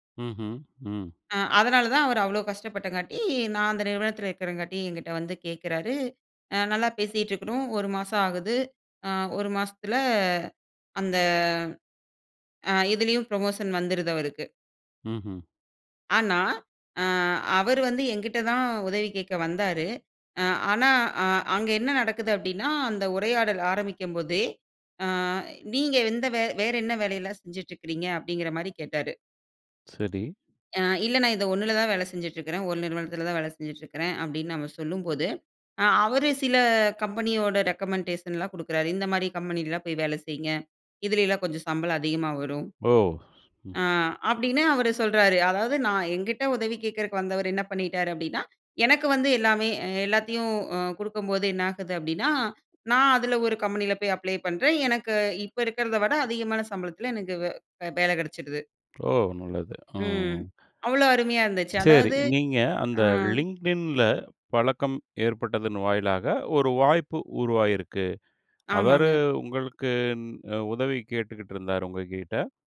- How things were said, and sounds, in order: drawn out: "அந்த"; in English: "புரமோஷன்"; "எல்லாம்" said as "எல்லா"
- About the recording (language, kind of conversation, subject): Tamil, podcast, சிறு உரையாடலால் பெரிய வாய்ப்பு உருவாகலாமா?